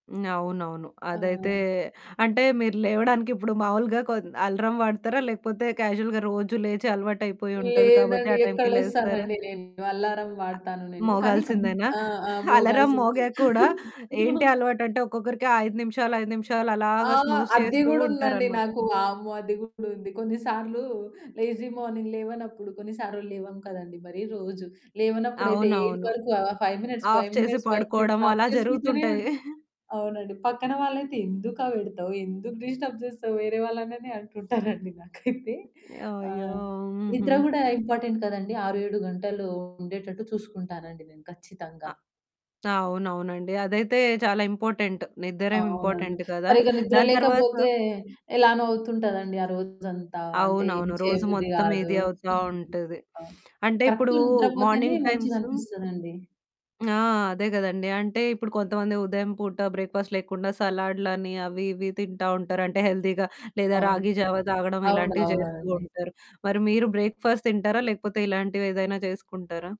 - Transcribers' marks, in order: in English: "క్యాజువల్‌గా"; static; distorted speech; chuckle; in English: "స్నూజ్"; in English: "లేజీ మార్నింగ్"; in English: "ఫైవ్ మినిట్స్, ఫైవ్ మినిట్స్, ఫైవ్ మినిట్స్ ఆఫ్"; in English: "ఆఫ్"; chuckle; other background noise; in English: "డిస్టర్బ్"; laughing while speaking: "అంటుంటారండి నాకైతే"; in English: "ఇంపార్టెంట్"; in English: "ఇంపార్టెంట్"; in English: "ఇంపార్టెంట్"; in English: "కరెక్ట్"; in English: "మార్నింగ్"; in English: "బ్రేక్‌ఫాస్ట్"; in English: "హెల్తీగా"; in English: "బ్రేక్‌ఫాస్ట్"
- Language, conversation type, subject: Telugu, podcast, రోజు ఉదయం మీరు మీ రోజును ఎలా ప్రారంభిస్తారు?